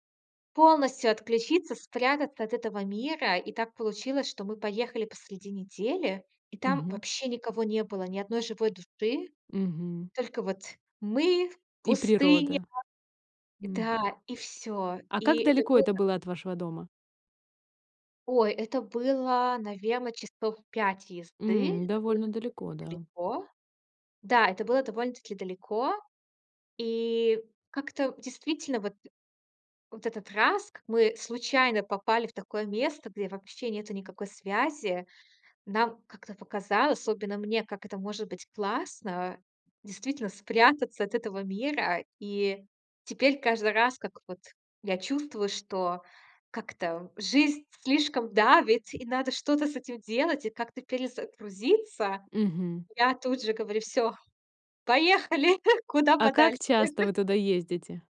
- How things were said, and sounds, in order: other background noise; chuckle
- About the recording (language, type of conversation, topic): Russian, podcast, Какое твоё любимое место на природе и почему?